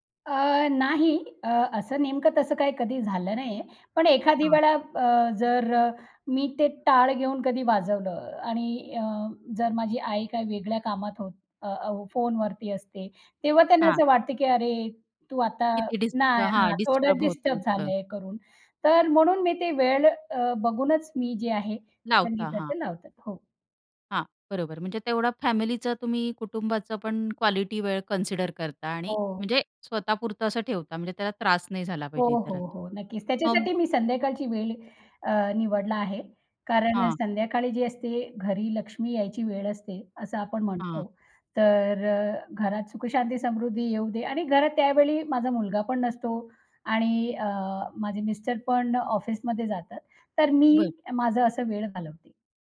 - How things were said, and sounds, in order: in English: "कन्सिडर"; "निवडली" said as "निवडला"
- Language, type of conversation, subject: Marathi, podcast, तुमच्या संगीताच्या आवडीवर कुटुंबाचा किती आणि कसा प्रभाव पडतो?